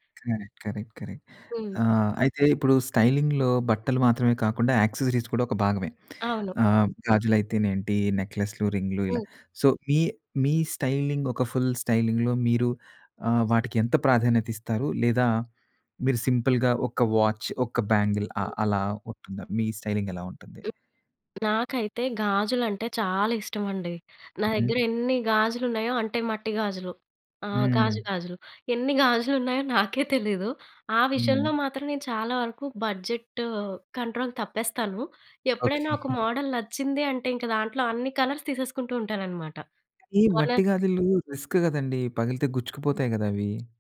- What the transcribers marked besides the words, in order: in English: "కరెక్ట్. కరెక్ట్. కరెక్ట్"; in English: "స్టైలింగ్‌లో"; in English: "యాక్సెసరీస్"; in English: "సో"; in English: "స్టైలింగ్"; in English: "ఫుల్ స్టైలింగ్‌లో"; in English: "సింపుల్‌గా"; in English: "వాచ్"; in English: "బ్యాంగిల్"; in English: "స్టైలింగ్"; other background noise; in English: "బడ్జెట్ కంట్రోల్"; in English: "మోడల్"; giggle; in English: "కలర్స్"; in English: "రిస్క్"
- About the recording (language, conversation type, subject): Telugu, podcast, బడ్జెట్ పరిమితుల వల్ల మీరు మీ స్టైల్‌లో ఏమైనా మార్పులు చేసుకోవాల్సి వచ్చిందా?
- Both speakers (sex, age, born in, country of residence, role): female, 30-34, India, India, guest; male, 40-44, India, India, host